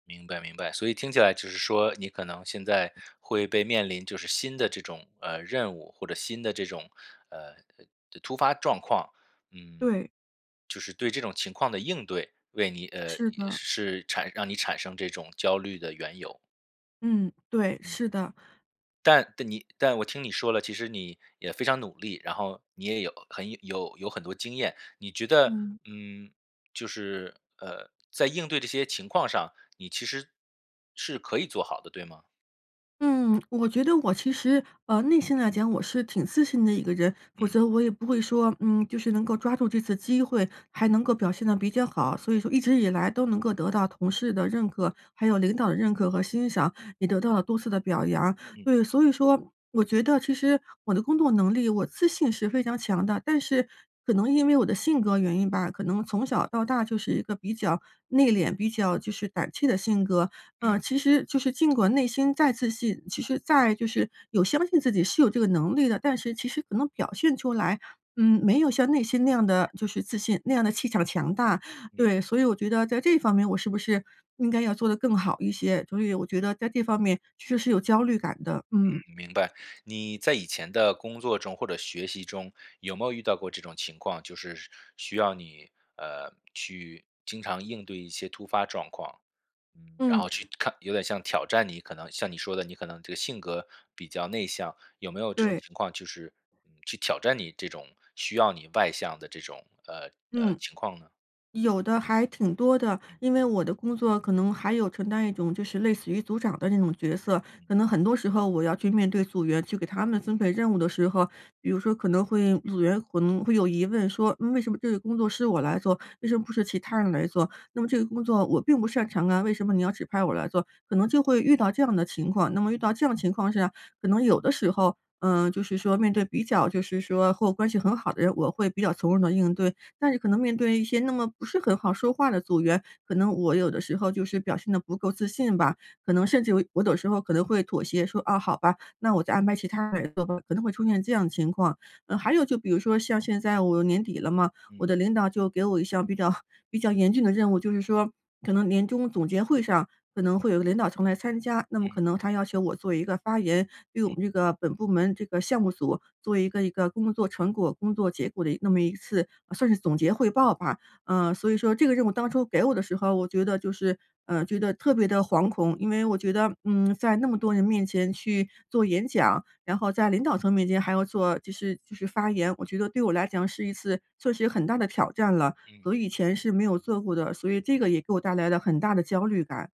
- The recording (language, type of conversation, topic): Chinese, advice, 如何才能更好地应对并缓解我在工作中难以控制的压力和焦虑？
- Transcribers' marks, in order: stressed: "应对"; tapping; chuckle; tsk